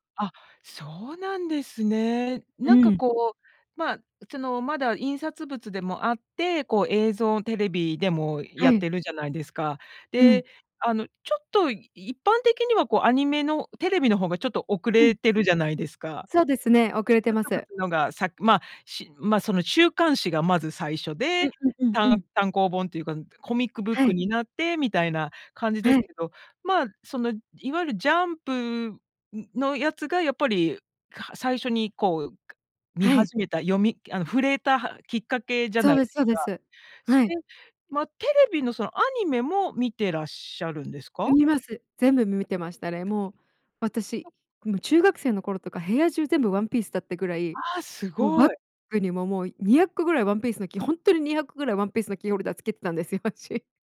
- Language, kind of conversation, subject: Japanese, podcast, あなたの好きなアニメの魅力はどこにありますか？
- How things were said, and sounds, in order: laughing while speaking: "つけてたんですよ、私"